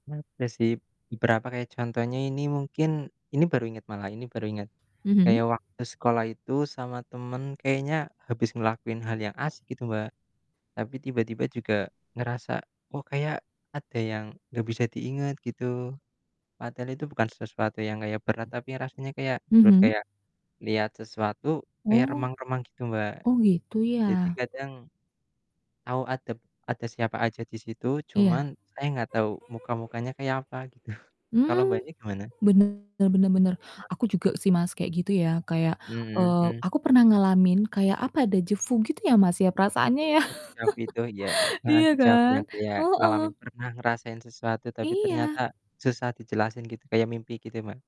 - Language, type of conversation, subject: Indonesian, unstructured, Bagaimana perasaanmu jika kenangan lama tiba-tiba hilang?
- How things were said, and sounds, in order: other background noise; chuckle; distorted speech; "dejavu" said as "dejevu"; laughing while speaking: "ya"